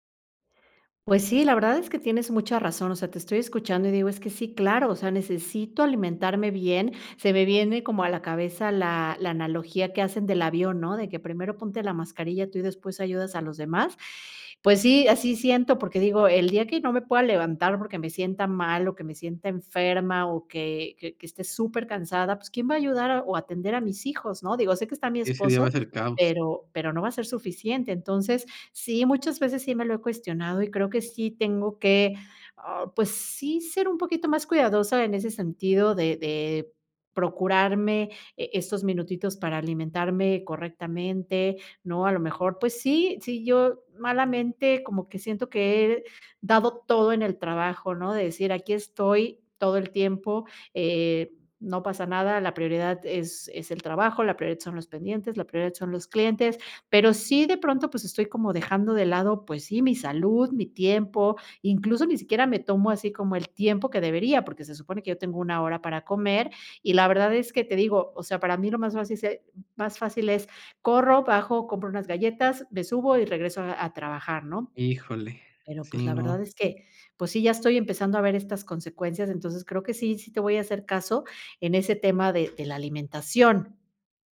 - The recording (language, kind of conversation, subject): Spanish, advice, ¿Cómo has descuidado tu salud al priorizar el trabajo o cuidar a otros?
- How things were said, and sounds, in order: "caos" said as "caus"; other background noise; tapping